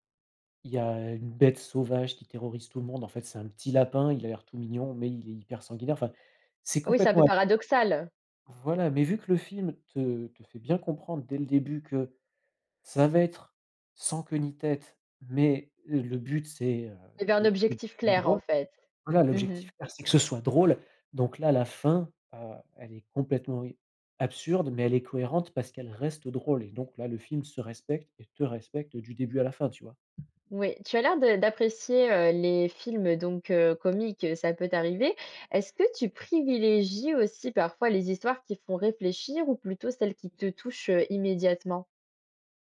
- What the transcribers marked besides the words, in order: other background noise; tapping
- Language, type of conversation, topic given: French, podcast, Qu’est-ce qui fait, selon toi, une bonne histoire au cinéma ?